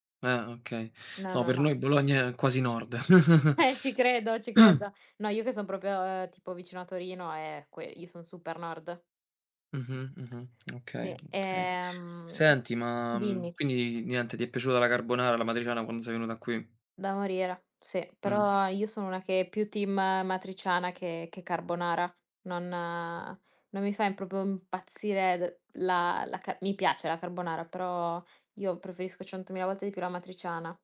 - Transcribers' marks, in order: other background noise; chuckle; throat clearing; "proprio" said as "propio"; tapping; drawn out: "ehm"; in English: "team"; "amatriciana" said as "matriciana"; "proprio" said as "propo"
- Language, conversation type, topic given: Italian, unstructured, Qual è la tua tradizione culinaria preferita?